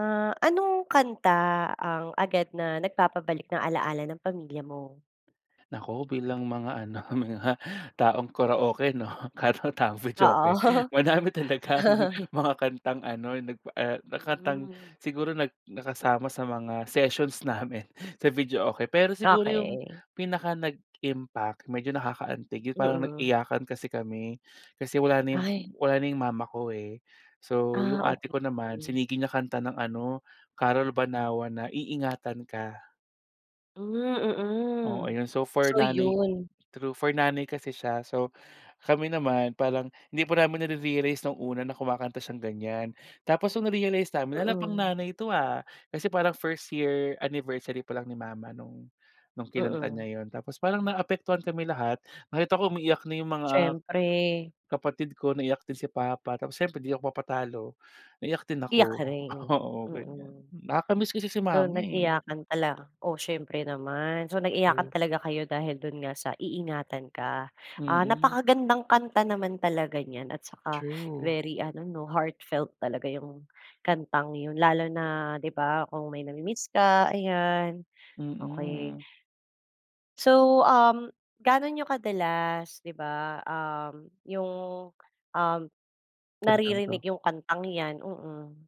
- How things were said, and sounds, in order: other background noise; laughing while speaking: "ano mga"; laughing while speaking: "'no at taong videoke madami talagang mga"; laughing while speaking: "Oo"; laugh; laughing while speaking: "namin"; laughing while speaking: "oo"
- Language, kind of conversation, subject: Filipino, podcast, May kanta ba na agad nagpapabalik sa’yo ng mga alaala ng pamilya mo?